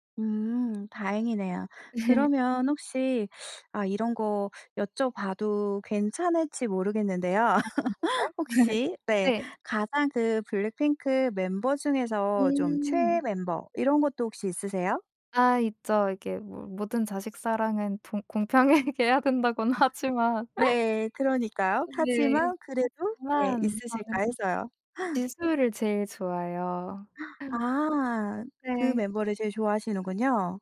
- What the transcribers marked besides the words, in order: tapping; laugh; laugh; laughing while speaking: "공평하게 해야 된다.고는 하지만"; laugh; laugh
- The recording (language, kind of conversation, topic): Korean, podcast, 가장 기억에 남는 콘서트는 어땠어?